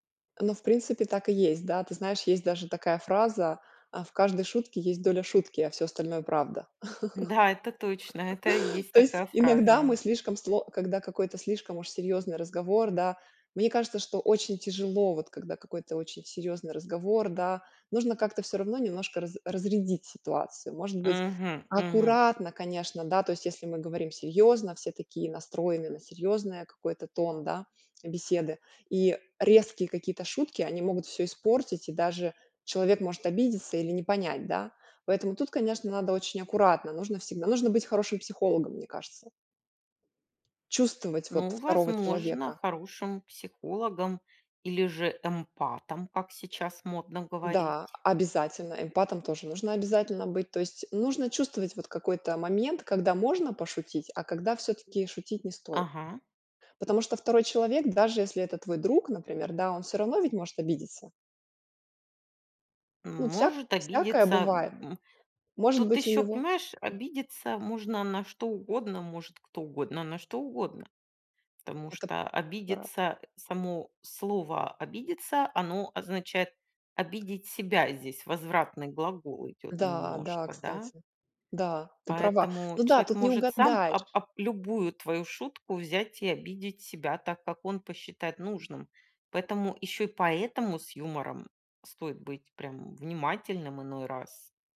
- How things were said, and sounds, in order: laugh
- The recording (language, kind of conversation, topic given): Russian, podcast, Как вы используете юмор в разговорах?